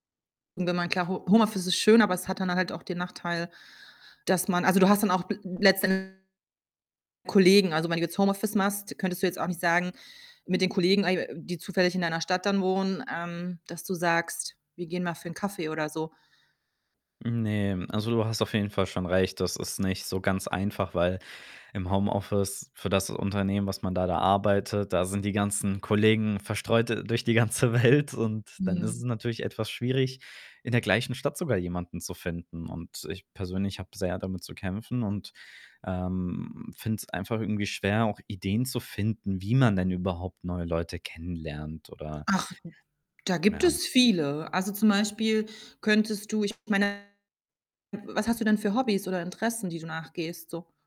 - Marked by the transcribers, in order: other background noise; distorted speech; laughing while speaking: "ganze Welt"
- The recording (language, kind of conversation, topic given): German, advice, Wie kann ich nach einem Umzug in eine neue Stadt ohne soziales Netzwerk Anschluss finden?